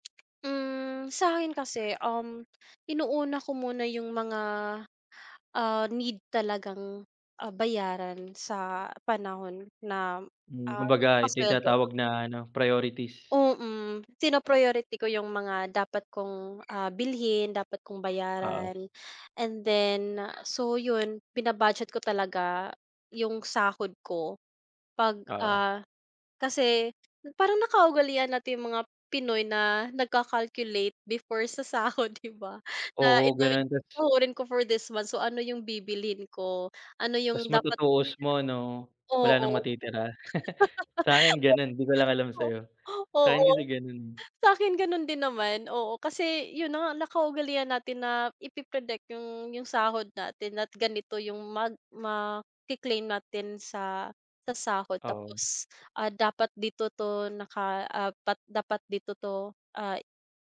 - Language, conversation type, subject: Filipino, unstructured, Paano mo pinaplano ang iyong badyet buwan-buwan, at ano ang una mong naiisip kapag pinag-uusapan ang pagtitipid?
- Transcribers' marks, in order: other background noise; laugh; unintelligible speech; laugh